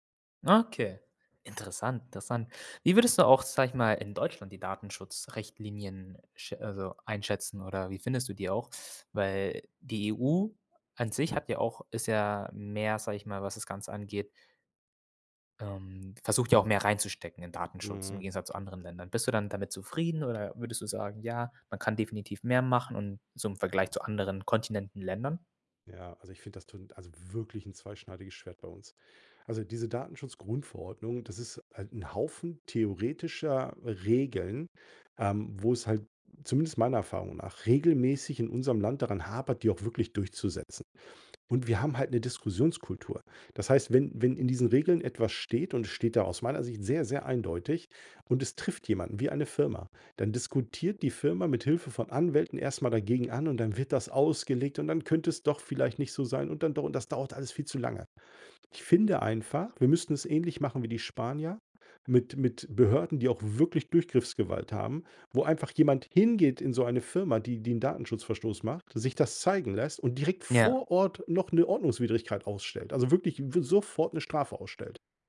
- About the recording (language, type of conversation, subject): German, podcast, Wie wichtig sind dir Datenschutz-Einstellungen in sozialen Netzwerken?
- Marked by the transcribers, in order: none